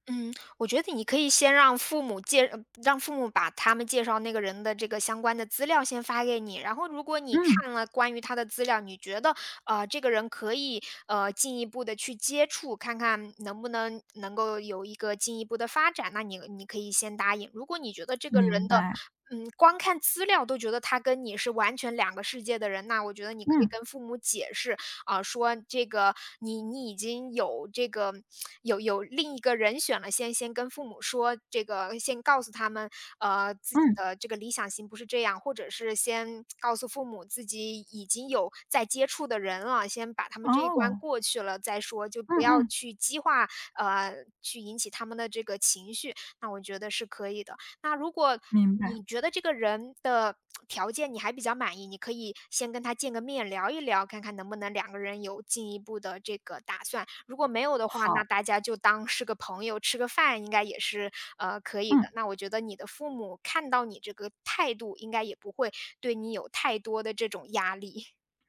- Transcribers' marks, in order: chuckle
- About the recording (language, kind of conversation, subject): Chinese, advice, 家人催婚